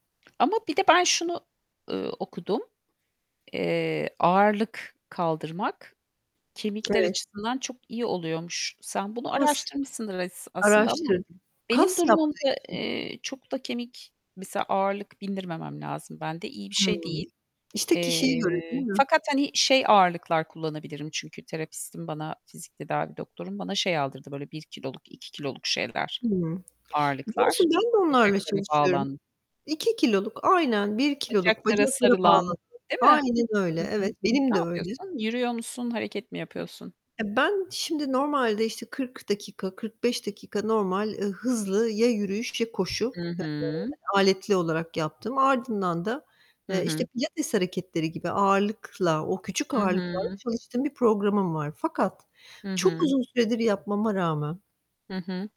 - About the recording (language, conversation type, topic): Turkish, unstructured, Sağlık sorunları nedeniyle sevdiğiniz sporu yapamamak size nasıl hissettiriyor?
- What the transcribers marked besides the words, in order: mechanical hum; tapping; other background noise; distorted speech; unintelligible speech